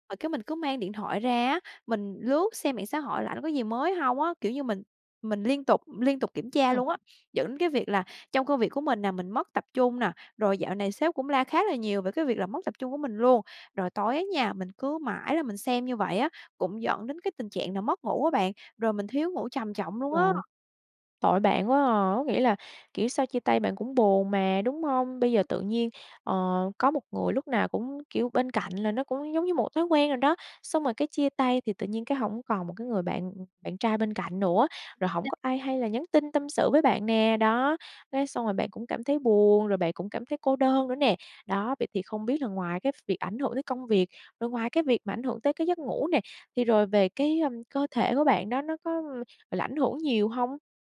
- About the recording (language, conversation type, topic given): Vietnamese, advice, Làm sao để ngừng nghĩ về người cũ sau khi vừa chia tay?
- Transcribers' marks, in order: tapping; other background noise; unintelligible speech